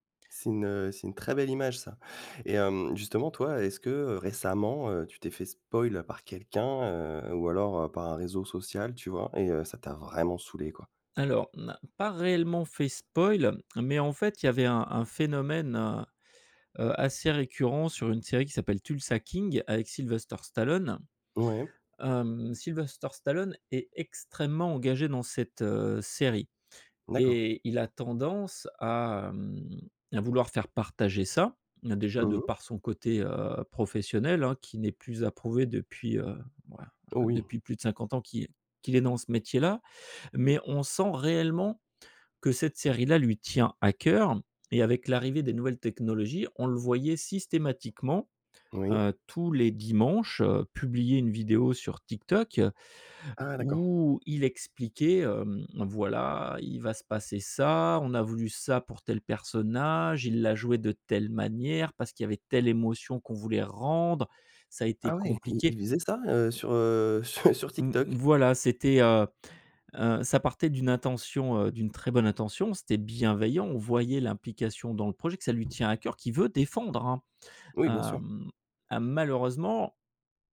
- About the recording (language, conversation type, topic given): French, podcast, Pourquoi les spoilers gâchent-ils tant les séries ?
- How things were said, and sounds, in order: in English: "spoil"; in English: "spoil"; stressed: "tient à cœur"; stressed: "personnage"; stressed: "manière"; stressed: "telle"; stressed: "rendre"; chuckle; tapping